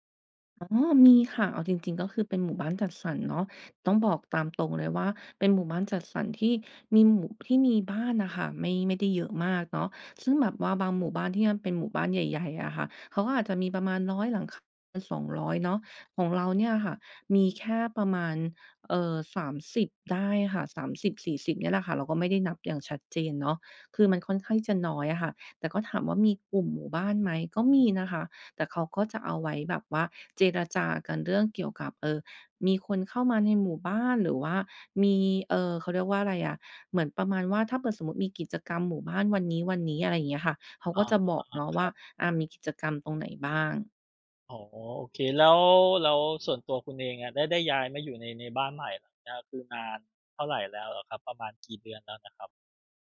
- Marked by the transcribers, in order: none
- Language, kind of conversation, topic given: Thai, advice, ย้ายบ้านไปพื้นที่ใหม่แล้วรู้สึกเหงาและไม่คุ้นเคย ควรทำอย่างไรดี?